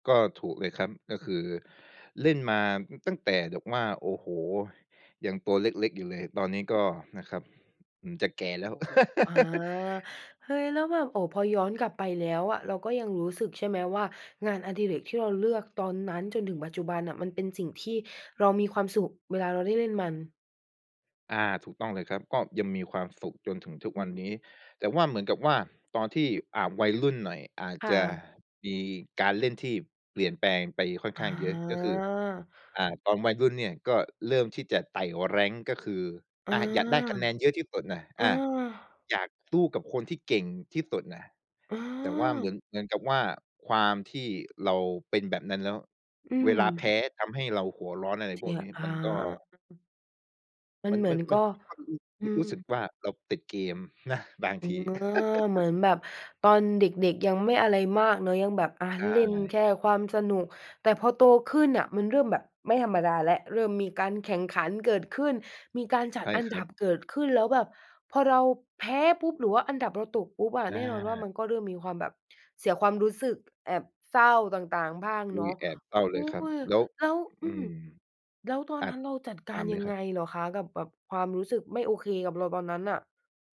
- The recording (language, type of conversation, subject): Thai, podcast, งานอดิเรกที่ชอบมาตั้งแต่เด็กและยังชอบอยู่จนถึงวันนี้คืออะไร?
- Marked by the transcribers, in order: other background noise; unintelligible speech; laugh; other noise; unintelligible speech; tapping; laugh